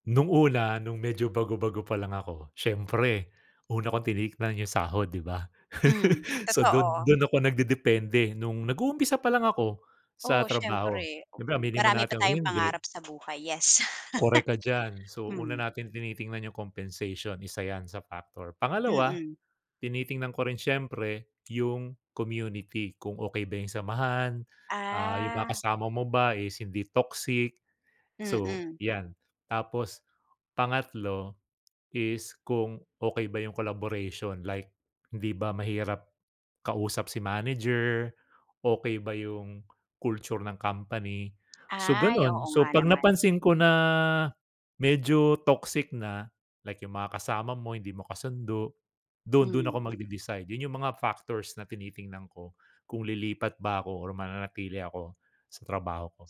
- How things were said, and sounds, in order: chuckle; other noise; chuckle; tapping
- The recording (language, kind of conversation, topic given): Filipino, podcast, Paano ka nagdedesisyon kung lilipat ka ba ng trabaho o mananatili?